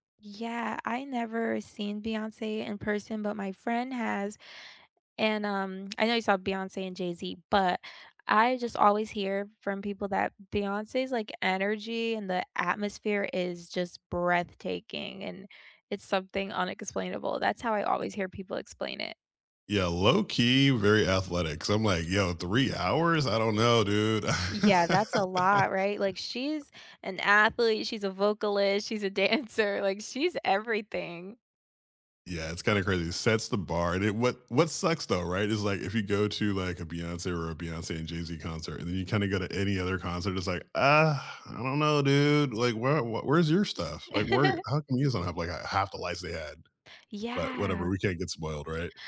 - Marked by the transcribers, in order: tapping; laugh; laughing while speaking: "dancer"; giggle
- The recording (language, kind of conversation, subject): English, unstructured, What live performance moments—whether you were there in person or watching live on screen—gave you chills, and what made them unforgettable?
- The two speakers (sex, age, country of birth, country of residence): female, 25-29, United States, United States; male, 40-44, United States, United States